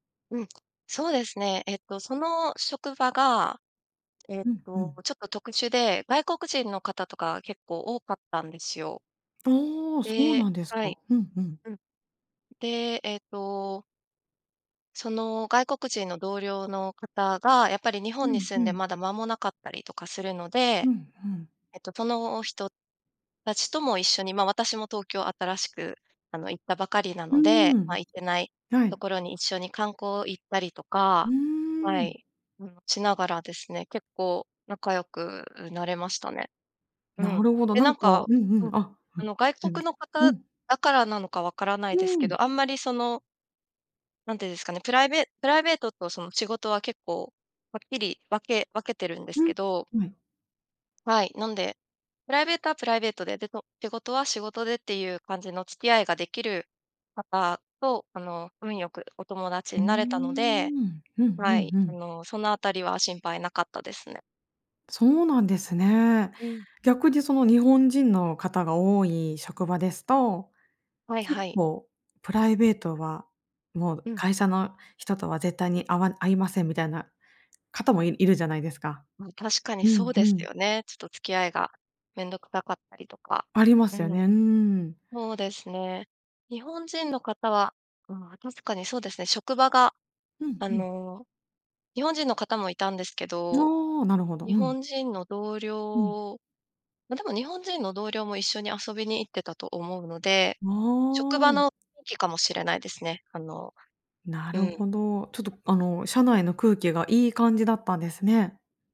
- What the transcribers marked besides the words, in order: none
- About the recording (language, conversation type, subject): Japanese, podcast, 新しい街で友達を作るには、どうすればいいですか？